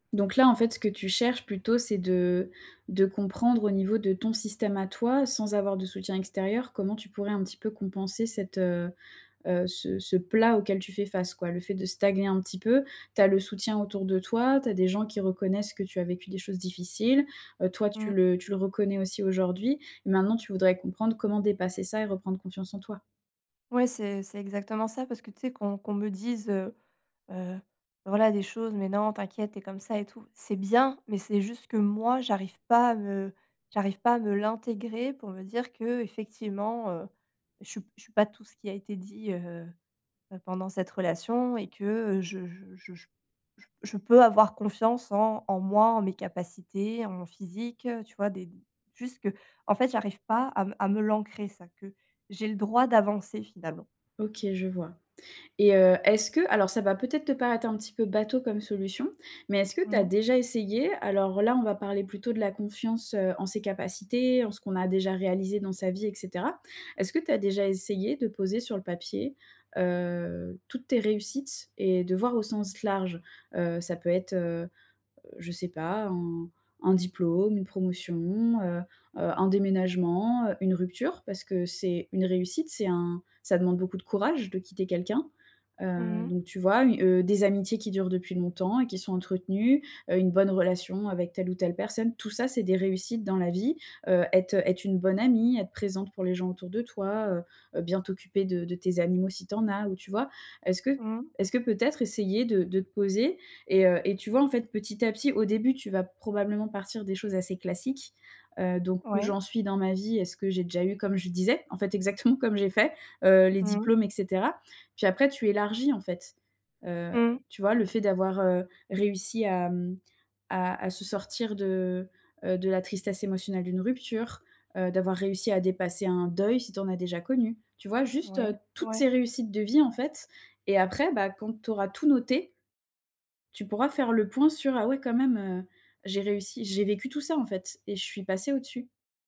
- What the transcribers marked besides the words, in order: stressed: "bien"; laughing while speaking: "exactement, comme j'ai fait"; stressed: "deuil"
- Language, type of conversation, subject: French, advice, Comment retrouver confiance en moi après une rupture émotionnelle ?
- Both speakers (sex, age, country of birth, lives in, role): female, 25-29, France, France, advisor; female, 35-39, France, France, user